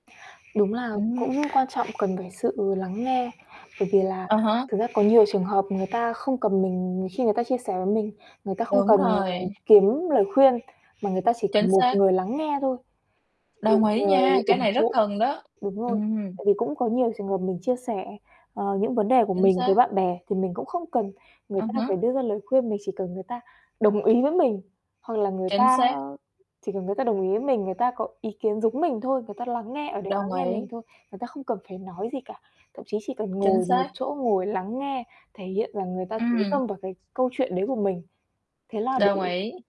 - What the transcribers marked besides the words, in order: static; other background noise; tapping; distorted speech
- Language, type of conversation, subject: Vietnamese, unstructured, Bạn có bao giờ cảm thấy cô đơn giữa đám đông không?